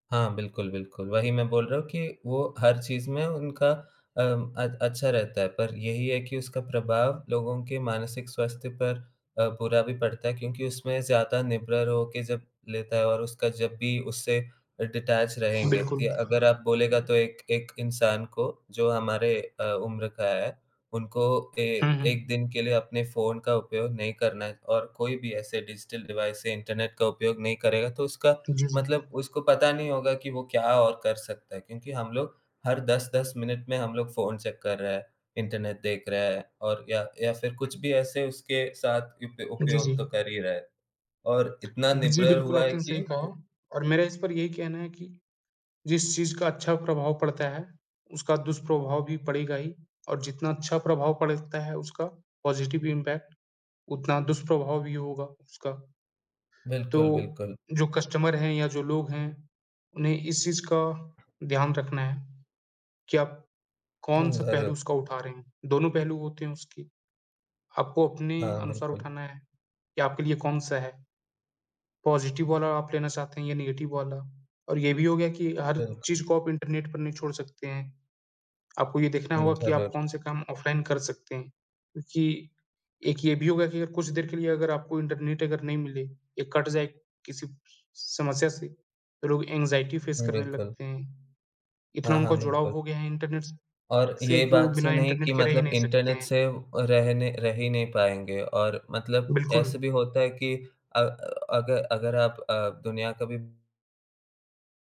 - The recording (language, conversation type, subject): Hindi, unstructured, इंटरनेट ने आपके जीवन को कैसे बदला है?
- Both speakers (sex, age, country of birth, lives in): male, 20-24, India, India; male, 20-24, India, India
- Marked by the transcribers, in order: tapping; other background noise; in English: "डिटैच"; in English: "डिजिटल डिवाइस"; in English: "चैक"; in English: "पॉज़िटिव इंपैक्ट"; in English: "कस्टमर"; in English: "पॉज़िटिव"; in English: "नेगेटिव"; in English: "एंग्ज़ायटी फ़ेस"